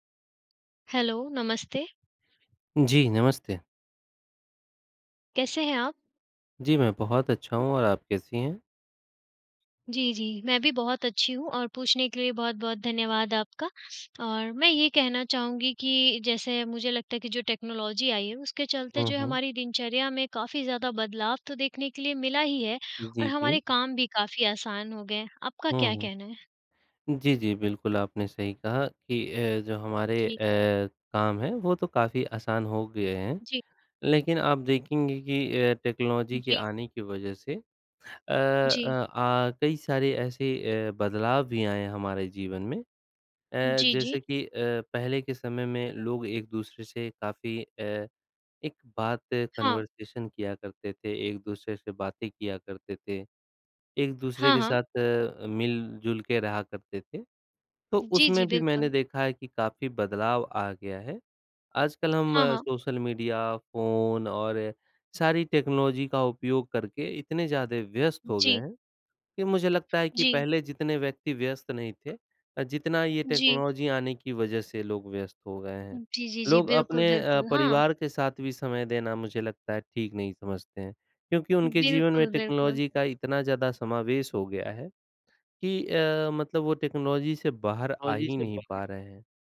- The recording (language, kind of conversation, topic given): Hindi, unstructured, आपके जीवन में प्रौद्योगिकी ने क्या-क्या बदलाव किए हैं?
- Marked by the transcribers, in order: in English: "हैलो"; in English: "टेक्नोलॉजी"; in English: "टेक्नोलॉजी"; in English: "कन्वर्सेशन"; in English: "टेक्नोलॉजी"; in English: "टेक्नोलॉजी"; in English: "टेक्नोलॉजी"; in English: "टेक्नोलॉजी"; background speech